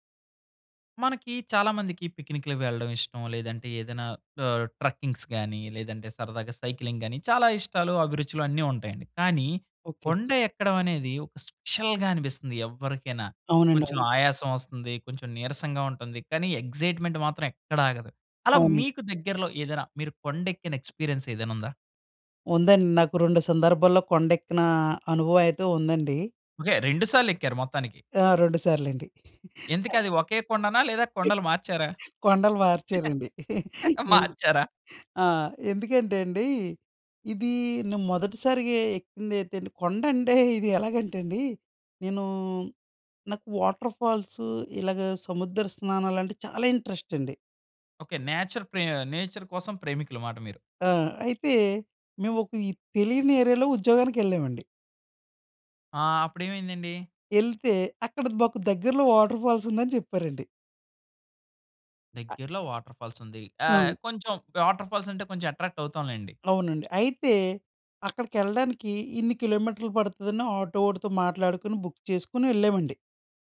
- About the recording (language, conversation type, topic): Telugu, podcast, దగ్గర్లోని కొండ ఎక్కిన అనుభవాన్ని మీరు ఎలా వివరించగలరు?
- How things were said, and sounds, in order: in English: "ట్రక్కింగ్స్"; in English: "సైక్లింగ్"; in English: "స్పెషల్‌గా"; in English: "ఎక్సైట్‌మెంట్"; in English: "ఎక్స్‌పీరియన్స్"; other background noise; laughing while speaking: "కొండలు మార్చారండి. ఎందు"; laughing while speaking: "మార్చారా?"; in English: "ఇంట్రెస్ట్"; in English: "నేచర్"; in English: "నేచర్"; in English: "ఏరియా‌లో"; tapping; in English: "వాటర్‌ఫాల్స్"; in English: "వాటర్ఫాల్స్"; in English: "వాటర్ఫాల్స్"; in English: "అట్రాక్ట్"; in English: "బుక్"